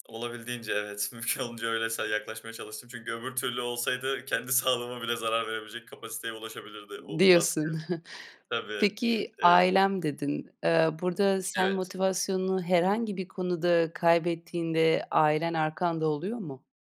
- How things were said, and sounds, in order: laughing while speaking: "sağlığıma"; chuckle
- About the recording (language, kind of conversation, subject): Turkish, podcast, Motivasyonunu kaybettiğinde nasıl yeniden toparlanırsın?